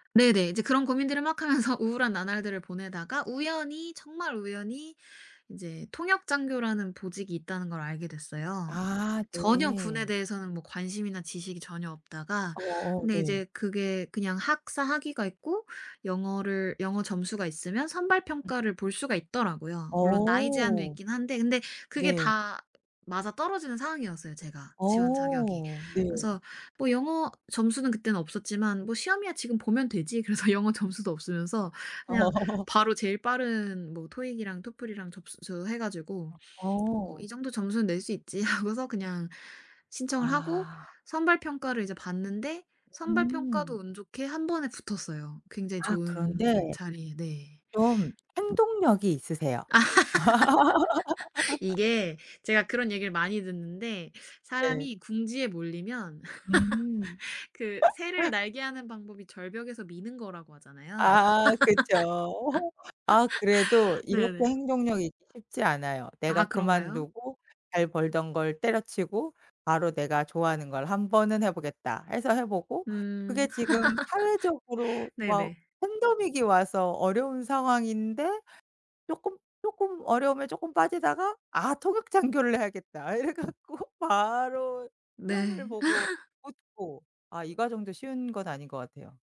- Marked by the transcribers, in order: other noise; other background noise; tapping; laughing while speaking: "그래서"; laugh; laughing while speaking: "하고서"; laugh; laugh; laugh; laugh; laugh; "팬데믹이" said as "팬더믹이"; laughing while speaking: "이래 갖고"; laugh
- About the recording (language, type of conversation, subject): Korean, podcast, 큰 실패를 겪은 뒤 다시 도전하게 된 계기는 무엇이었나요?